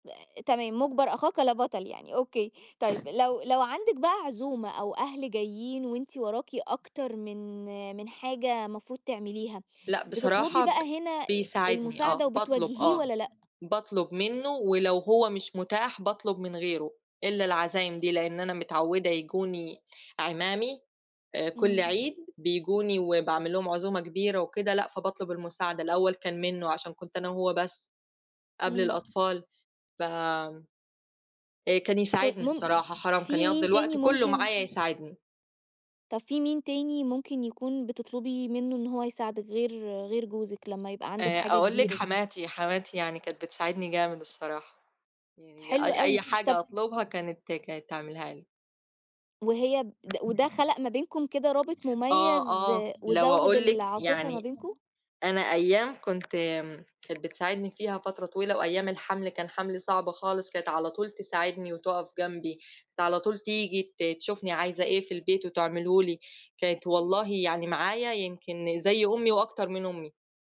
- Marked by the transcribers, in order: other background noise
- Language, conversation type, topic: Arabic, podcast, إزّاي بتقسّموا شغل البيت بين اللي عايشين في البيت؟